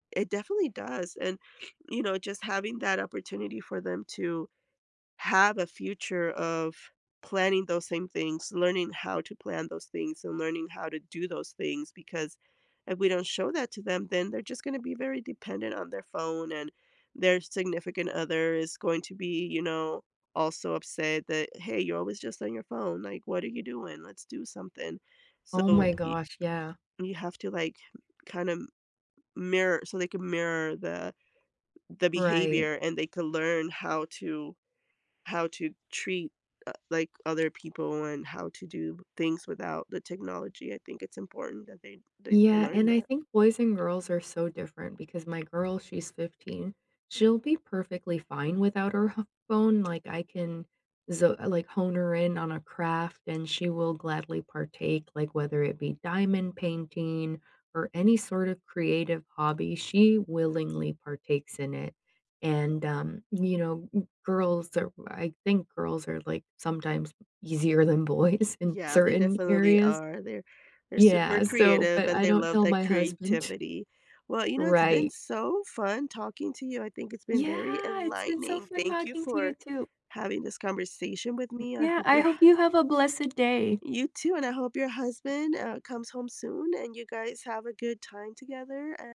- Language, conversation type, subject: English, unstructured, How do you balance independence and togetherness to feel more connected?
- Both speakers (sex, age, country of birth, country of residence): female, 40-44, United States, United States; female, 45-49, United States, United States
- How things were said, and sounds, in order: other background noise; tapping; laughing while speaking: "boys"; chuckle